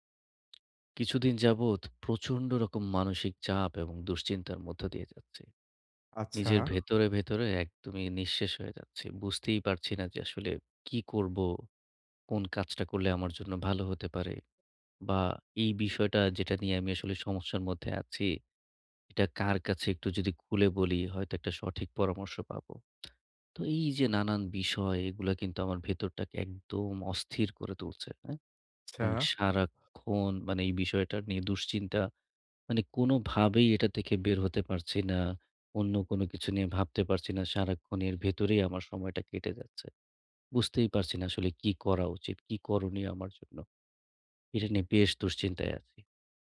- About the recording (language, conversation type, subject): Bengali, advice, চোট বা ব্যর্থতার পর আপনি কীভাবে মানসিকভাবে ঘুরে দাঁড়িয়ে অনুপ্রেরণা বজায় রাখবেন?
- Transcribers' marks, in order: tapping; other background noise; lip smack